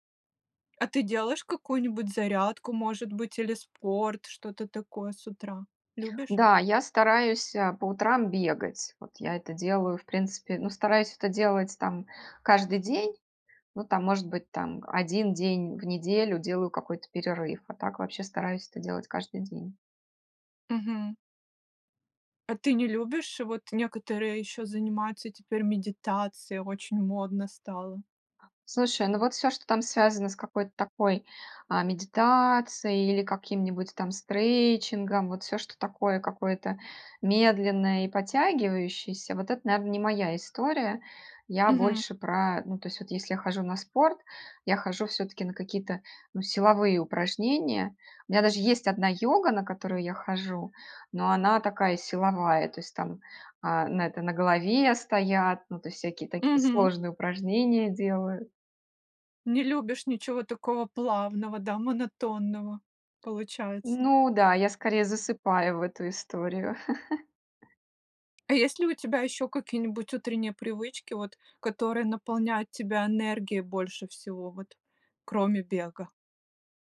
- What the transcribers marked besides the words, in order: tapping; chuckle; other background noise
- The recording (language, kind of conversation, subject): Russian, podcast, Как вы начинаете день, чтобы он был продуктивным и здоровым?